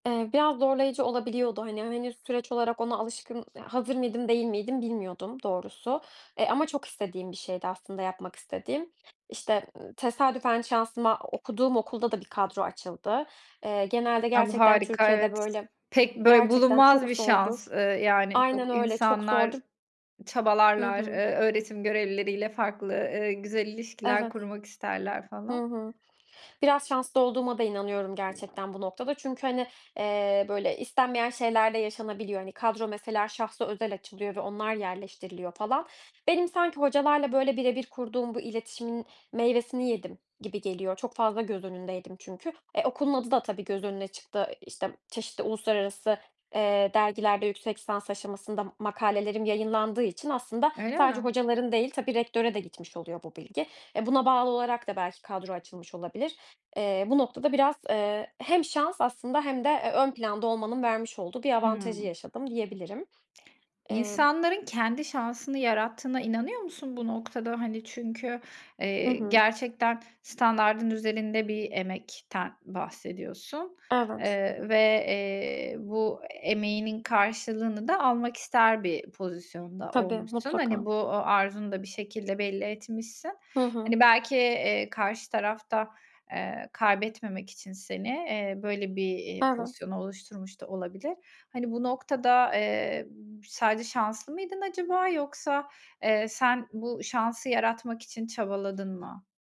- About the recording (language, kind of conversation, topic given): Turkish, podcast, Rutin çalışmayı mı yoksa spontane çalışmayı mı tercih ediyorsun?
- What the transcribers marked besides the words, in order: other background noise; tapping